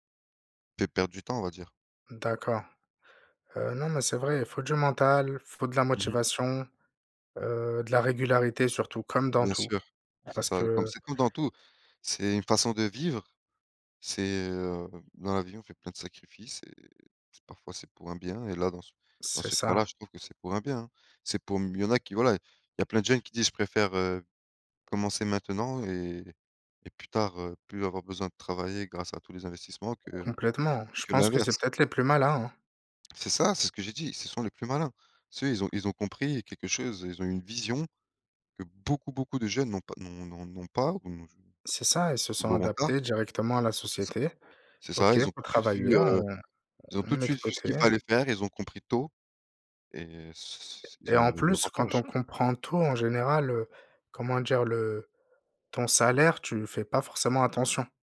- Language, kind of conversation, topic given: French, unstructured, Comment décidez-vous quand dépenser ou économiser ?
- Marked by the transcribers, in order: other background noise